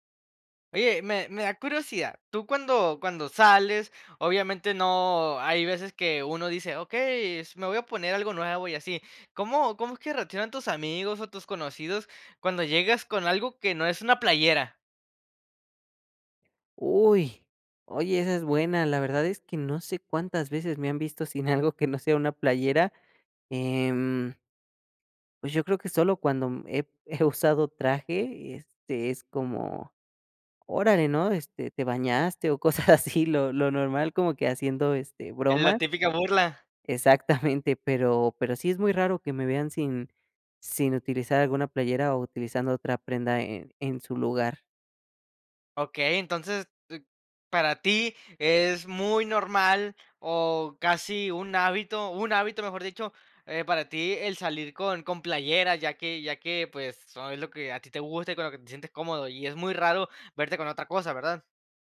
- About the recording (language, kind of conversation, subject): Spanish, podcast, ¿Qué prenda te define mejor y por qué?
- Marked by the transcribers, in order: laughing while speaking: "cosas así"; other noise